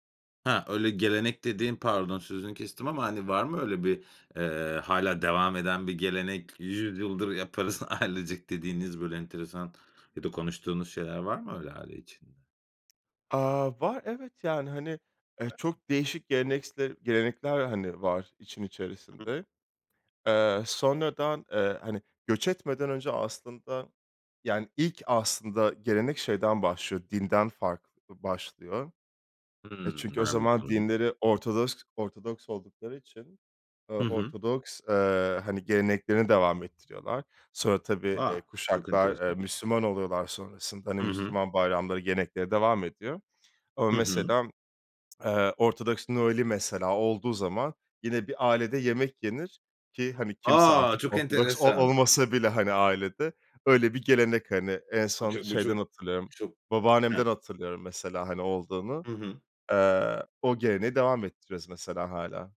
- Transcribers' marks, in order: laughing while speaking: "ailecek"; other background noise; unintelligible speech
- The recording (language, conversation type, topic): Turkish, podcast, Göç hikâyeleri ailenizde nasıl yer buluyor?